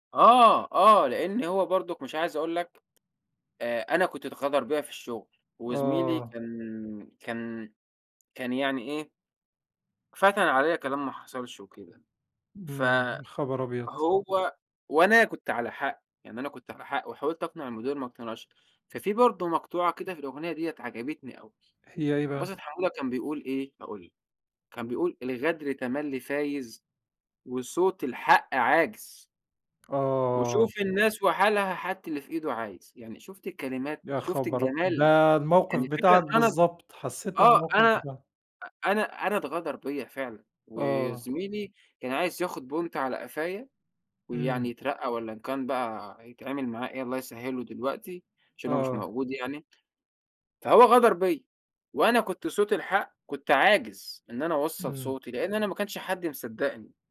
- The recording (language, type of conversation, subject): Arabic, podcast, إزاي بتستخدم الموسيقى لما تكون زعلان؟
- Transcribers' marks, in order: tapping